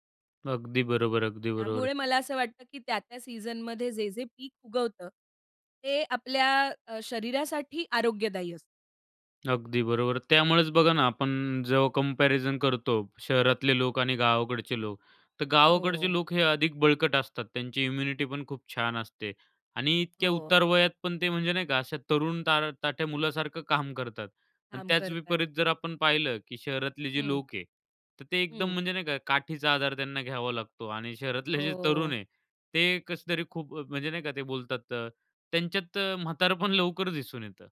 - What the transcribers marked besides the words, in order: in English: "कम्पॅरिझन"; in English: "इम्युनिटी"; laughing while speaking: "काम करतात"; laughing while speaking: "जे तरुण"; laughing while speaking: "म्हातारपण"
- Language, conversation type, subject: Marathi, podcast, हंगामी पिकं खाल्ल्याने तुम्हाला कोणते फायदे मिळतात?